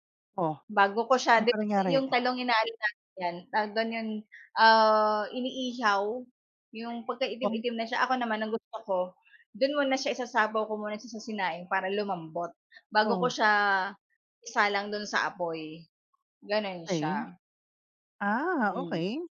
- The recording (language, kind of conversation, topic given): Filipino, unstructured, Ano-anong mga paraan ang maaari nating gawin upang mapanatili ang respeto sa gitna ng pagtatalo?
- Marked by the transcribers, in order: none